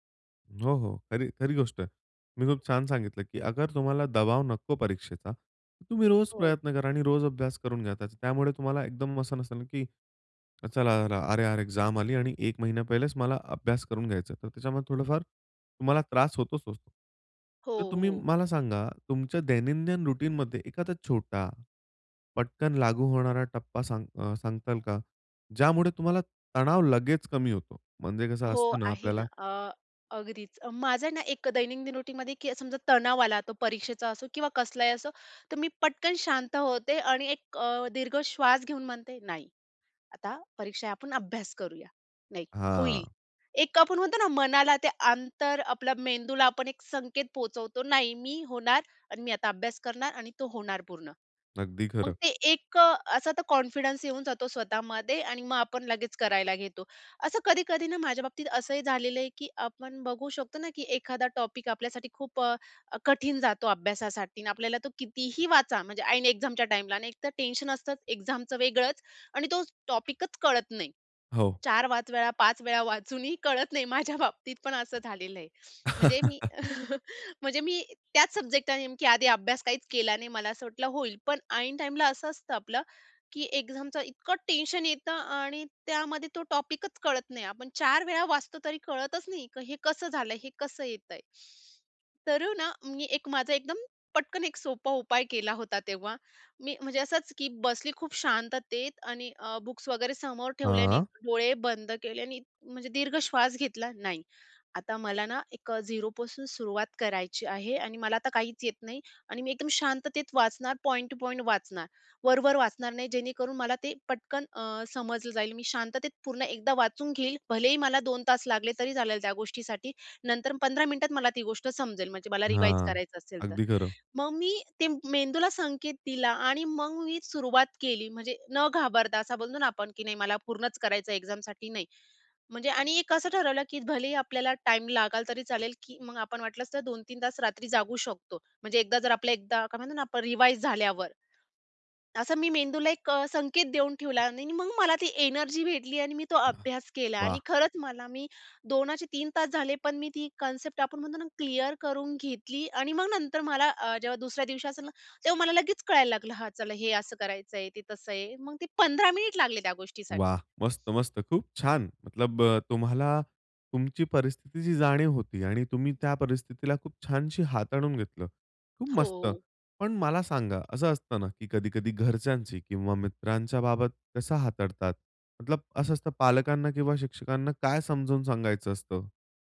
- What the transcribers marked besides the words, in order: in English: "एक्झाम"; in English: "रुटीनमध्ये"; "दैनंदिन" said as "दैनिकदिन"; in English: "रुटीनमध्ये"; in English: "कॉन्फिडन्स"; in English: "टॉपिक"; in English: "एक्झामच्या"; in English: "एक्झामचं"; tapping; in English: "टॉपिकच"; laughing while speaking: "माझ्या बाबतीत पण असं झालेलं आहे"; chuckle; in English: "सब्जेक्ट"; in English: "एक्झामचं"; in English: "टेन्शन"; in English: "टॉपिकच"; other background noise; in English: "बुक्स"; in English: "रिवाईज"; in English: "एक्झामसाठी"; in English: "टाइम"; in Hindi: "मतलब"; in Hindi: "मतलब"
- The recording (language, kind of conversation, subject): Marathi, podcast, परीक्षेचा तणाव कमी करण्यासाठी कोणते सोपे उपाय तुम्ही सुचवाल?